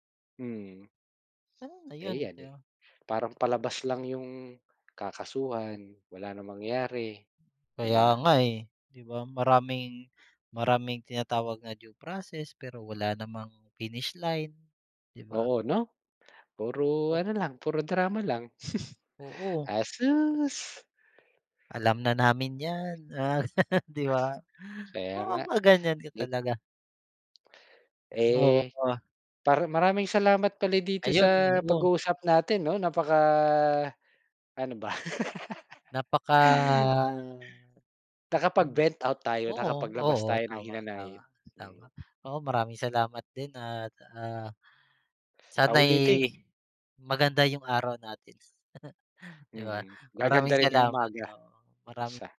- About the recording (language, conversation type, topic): Filipino, unstructured, Ano ang opinyon mo tungkol sa isyu ng korapsyon sa mga ahensya ng pamahalaan?
- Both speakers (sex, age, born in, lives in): male, 30-34, Philippines, Philippines; male, 40-44, Philippines, Philippines
- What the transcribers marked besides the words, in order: chuckle; laugh; laugh; other background noise; chuckle